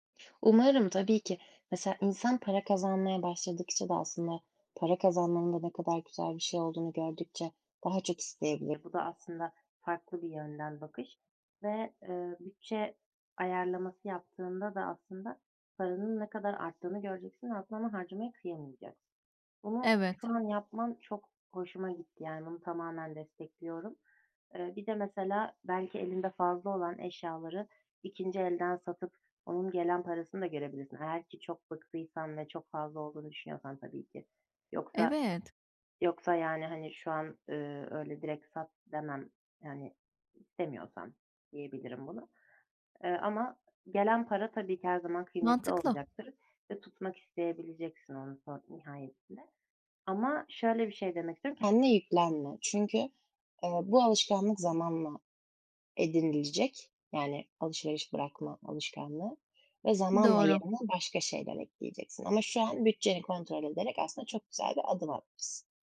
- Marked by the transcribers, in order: other background noise
- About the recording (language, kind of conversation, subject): Turkish, advice, Anlık satın alma dürtülerimi nasıl daha iyi kontrol edip tasarruf edebilirim?
- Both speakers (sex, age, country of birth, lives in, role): female, 20-24, United Arab Emirates, Germany, advisor; female, 25-29, Turkey, Poland, user